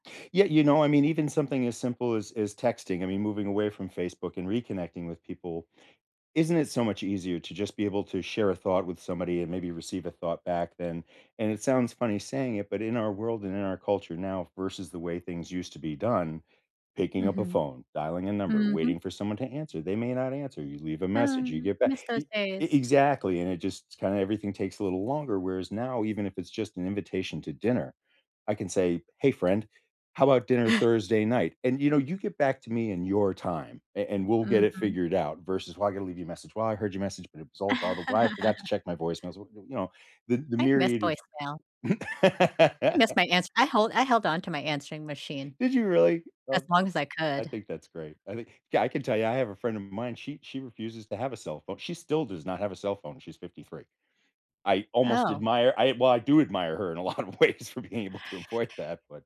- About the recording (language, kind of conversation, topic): English, unstructured, How is technology reshaping your friendships, and how can you deepen your connections both online and offline?
- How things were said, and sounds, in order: other noise; other background noise; laugh; laugh; tapping; laughing while speaking: "in a lot of ways for being able to avoid that"